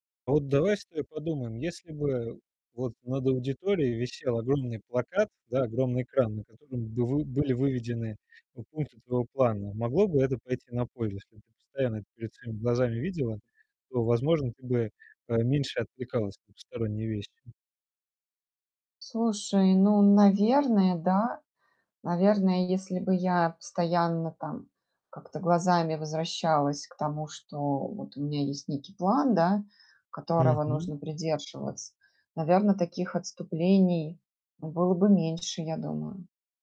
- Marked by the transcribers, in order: distorted speech; tapping
- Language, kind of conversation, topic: Russian, advice, Как говорить ясно и кратко во время выступлений перед группой, без лишних слов?